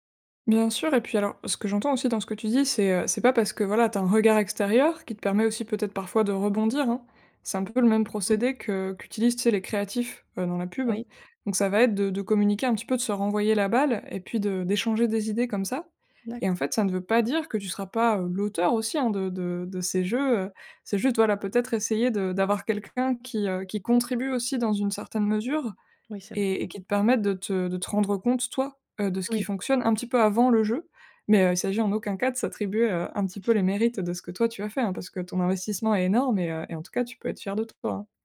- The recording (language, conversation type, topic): French, advice, Comment le perfectionnisme t’empêche-t-il de terminer tes projets créatifs ?
- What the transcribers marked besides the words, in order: stressed: "toi"; other background noise